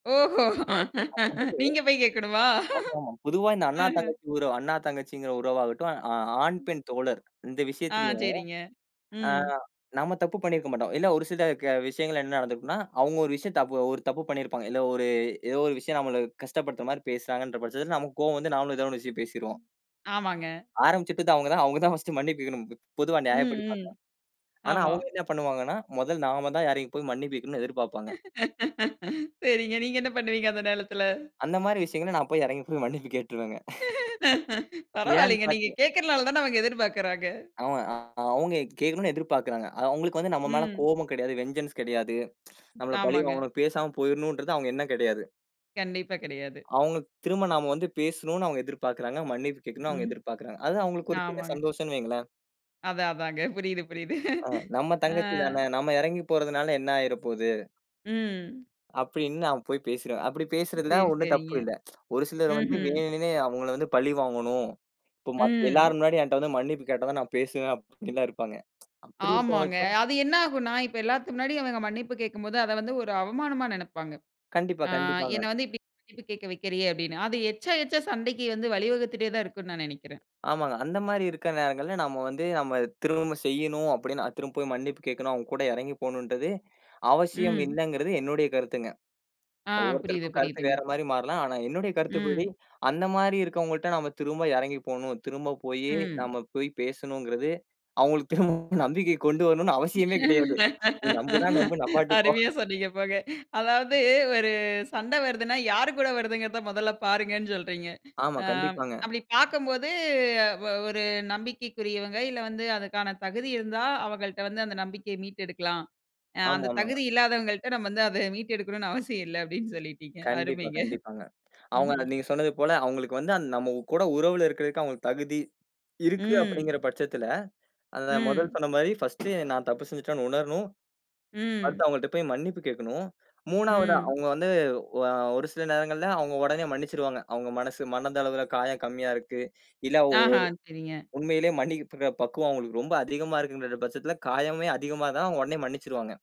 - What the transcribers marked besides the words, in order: laughing while speaking: "ஓஹோ. நீங்கப் போய் கேட்கணுமா? அஹ"; other background noise; in English: "ஃபர்ஸ்ட்"; laughing while speaking: "சேரிங்க. நீங்க என்ன பண்ணுவீங்க அந்த நேலத்துல?"; "நேரத்துல" said as "நேலத்துல"; laughing while speaking: "மன்னிப்பு கேட்டுருவேங்க"; laughing while speaking: "பரவாயில்லங்க. நீங்கக் கேக்குறனால தான அவுங்க எதிர்பாக்குறாங்க"; in English: "வெஞ்சன்ஸ்"; tsk; laughing while speaking: "புரியுது புரியுது. ஆ"; tsk; tapping; tsk; laughing while speaking: "அவுங்களுக்கு திரும்ப நம்பிக்கையைக் கொண்டு வரணும்னு அவசியமே கெடையாது. நீ நம்புனா நம்பு நம்பாட்டிப்போ"; laughing while speaking: "அருமையா சொன்னீங்க போங்க. அதாவது ஒரு … மொதல்ல பாருங்கன்னு சொல்றீங்க"; in English: "ஃபர்ஸ்ட்"
- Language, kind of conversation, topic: Tamil, podcast, சண்டைக்குப் பிறகு நம்பிக்கையை எப்படி மீட்டெடுக்கலாம்?